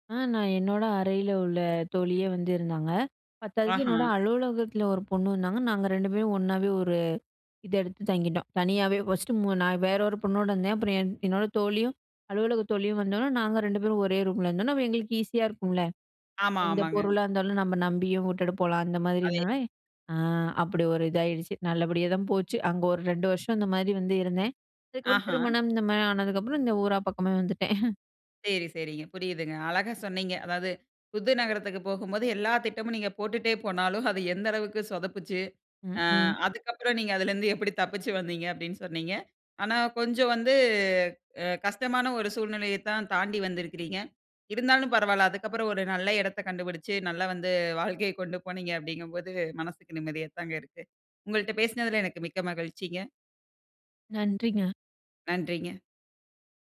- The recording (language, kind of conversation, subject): Tamil, podcast, புது நகருக்கு வேலைக்காகப் போகும்போது வாழ்க்கை மாற்றத்தை எப்படி திட்டமிடுவீர்கள்?
- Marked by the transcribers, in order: horn; other background noise; chuckle; drawn out: "வந்து"